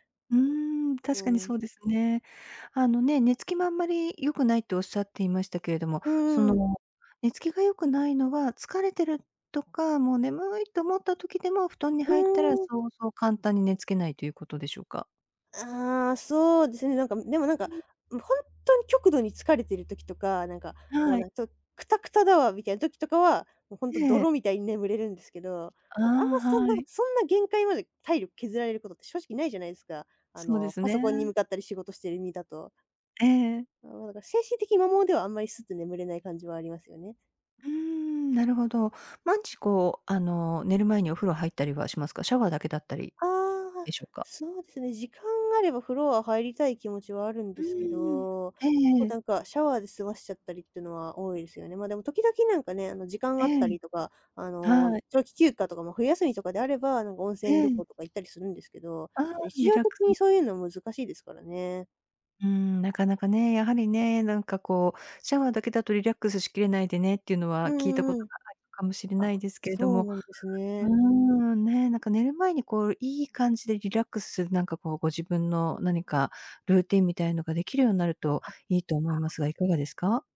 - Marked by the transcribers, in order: other background noise
- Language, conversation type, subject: Japanese, advice, 仕事に行きたくない日が続くのに、理由がわからないのはなぜでしょうか？